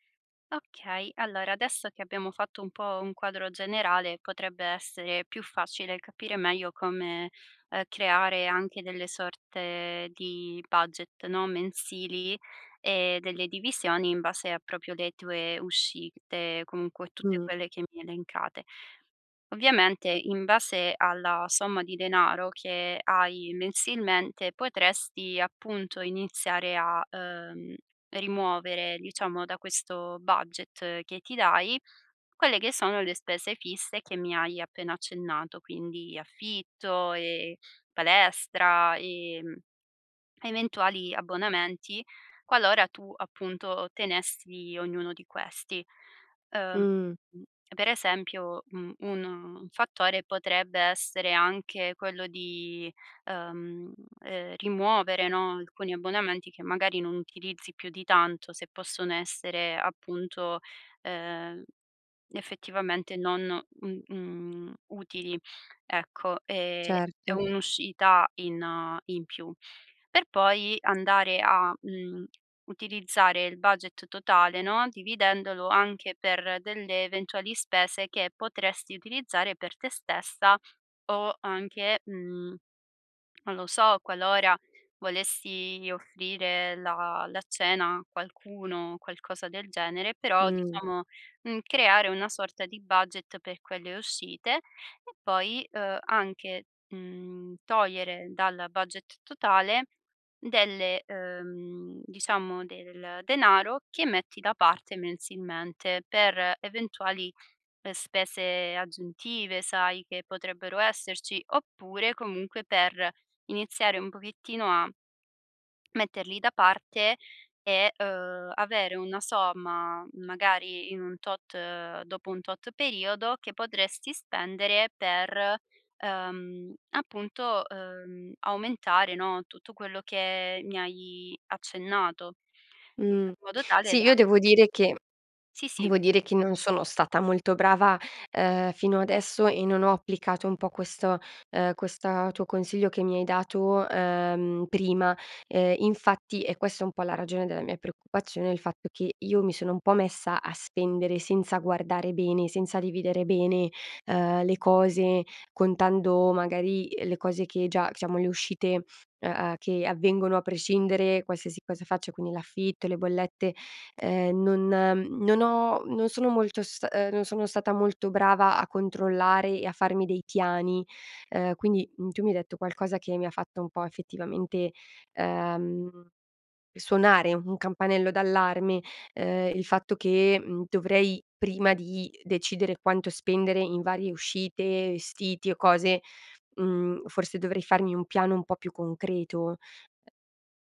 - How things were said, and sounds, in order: "proprio" said as "propio"; tapping; other background noise
- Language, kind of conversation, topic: Italian, advice, Come gestire la tentazione di aumentare lo stile di vita dopo un aumento di stipendio?